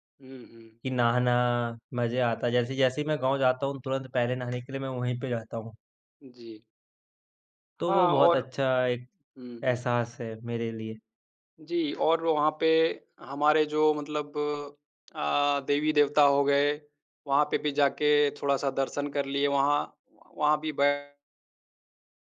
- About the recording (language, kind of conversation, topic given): Hindi, unstructured, आप अपने दोस्तों के साथ समय बिताना कैसे पसंद करते हैं?
- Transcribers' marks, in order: tapping